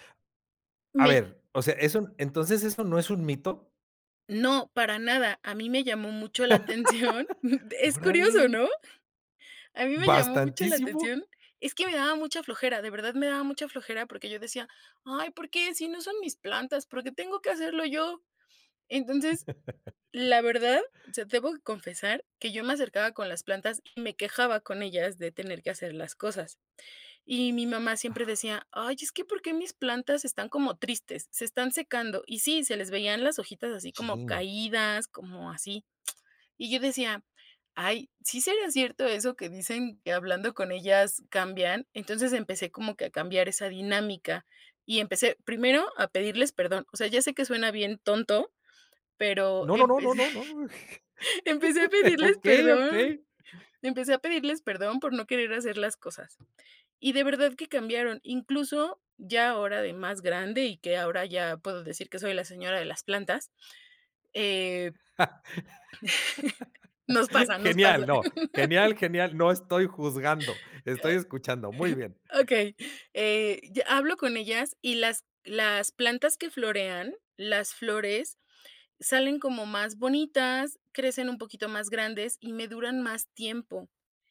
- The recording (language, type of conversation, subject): Spanish, podcast, ¿Qué descubriste al empezar a cuidar plantas?
- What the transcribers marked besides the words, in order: laugh; laughing while speaking: "atención"; chuckle; tapping; laughing while speaking: "Okey, okey"; laughing while speaking: "empecé empecé a pedirles perdón"; laughing while speaking: "Genial"; laughing while speaking: "nos pasa, nos pasa"; chuckle